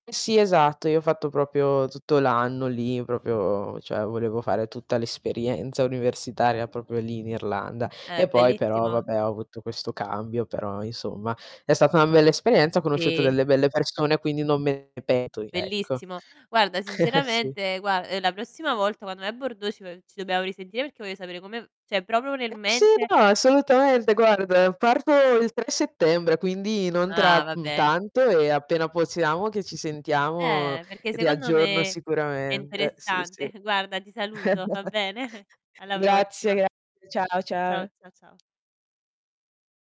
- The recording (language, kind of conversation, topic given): Italian, unstructured, Ti è mai capitato di incontrare persone indimenticabili durante un viaggio?
- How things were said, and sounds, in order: distorted speech; chuckle; tapping; "cioè" said as "ceh"; other background noise; chuckle